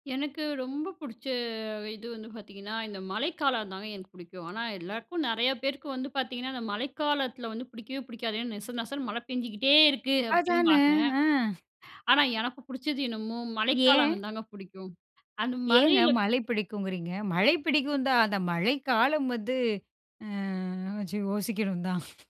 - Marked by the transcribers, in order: other background noise; tapping; drawn out: "ம்"
- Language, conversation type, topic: Tamil, podcast, உங்களுக்கு பிடித்த பருவம் எது, ஏன்?